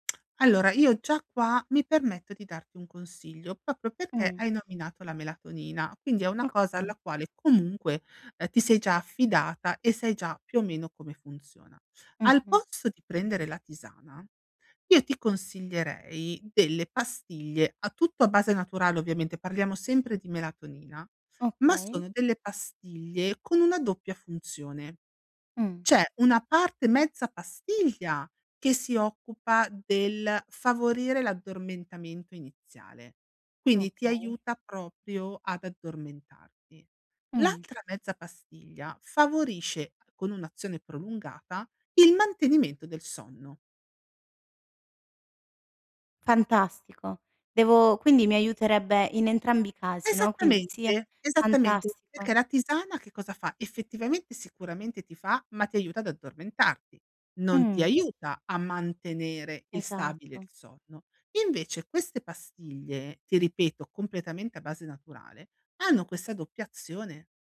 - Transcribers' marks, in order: "proprio" said as "popio"; "proprio" said as "propio"
- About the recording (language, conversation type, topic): Italian, advice, Come posso usare le abitudini serali per dormire meglio?
- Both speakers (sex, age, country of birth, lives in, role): female, 30-34, Italy, Italy, user; female, 40-44, Italy, Spain, advisor